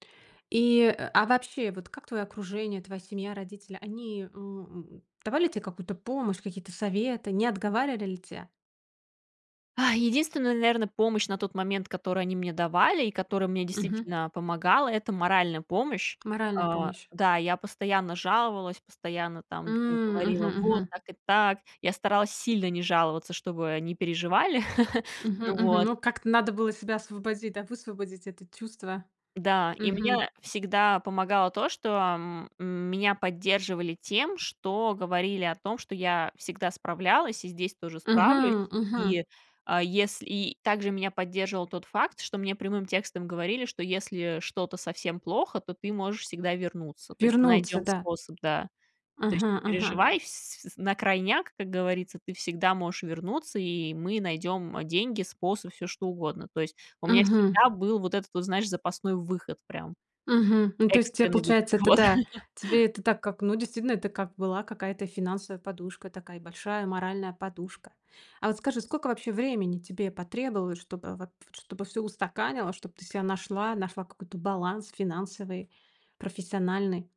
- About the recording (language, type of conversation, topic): Russian, podcast, Когда стоит менять работу ради карьерного роста?
- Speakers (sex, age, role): female, 30-34, guest; female, 45-49, host
- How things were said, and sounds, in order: exhale; tapping; chuckle; laugh; other background noise